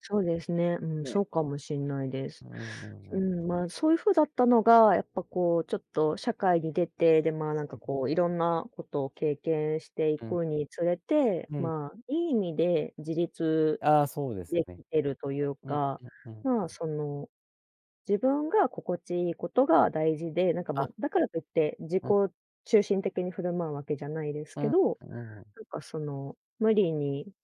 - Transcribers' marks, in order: unintelligible speech
- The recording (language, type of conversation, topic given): Japanese, podcast, 友だちづきあいで、あなたが一番大切にしていることは何ですか？